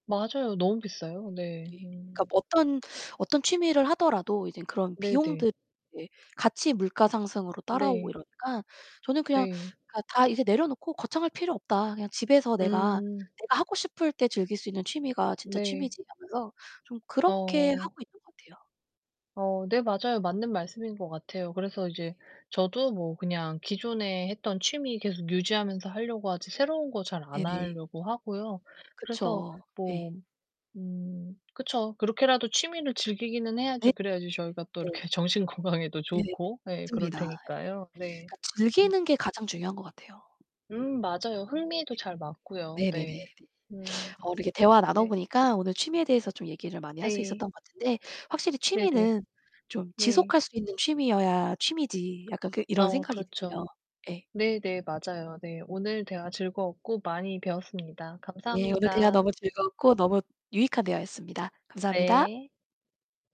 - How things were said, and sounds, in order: distorted speech; other background noise; tapping
- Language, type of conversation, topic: Korean, unstructured, 취미를 끝까지 이어 가지 못할까 봐 두려울 때는 어떻게 해야 하나요?